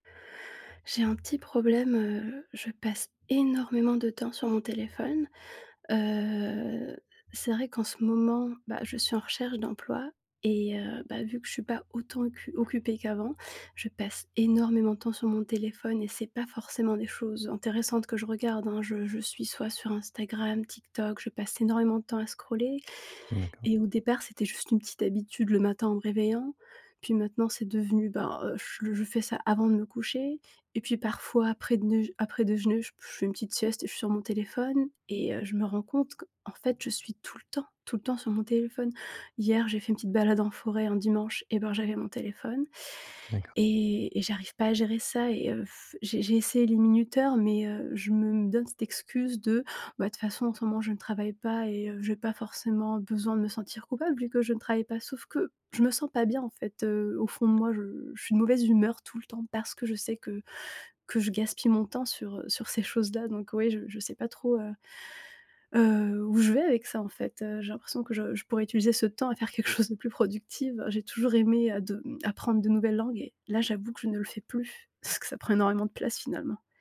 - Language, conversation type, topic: French, advice, Comment puis-je sortir de l’ennui et réduire le temps que je passe sur mon téléphone ?
- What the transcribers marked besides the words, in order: drawn out: "Heu"; sigh; tapping